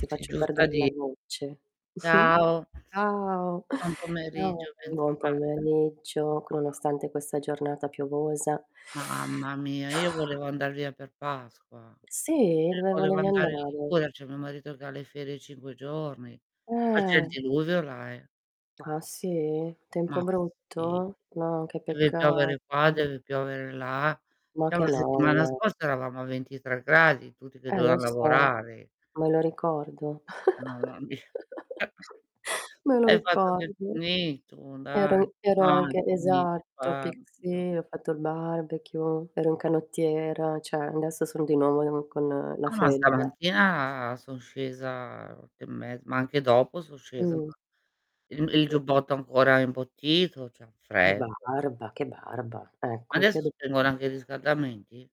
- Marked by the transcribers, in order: other background noise; distorted speech; chuckle; unintelligible speech; unintelligible speech; sniff; sigh; chuckle; unintelligible speech; chuckle; unintelligible speech; "cioè" said as "ceh"; tapping; unintelligible speech; other noise
- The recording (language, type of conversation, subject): Italian, unstructured, Come hai scoperto il tuo ristorante preferito?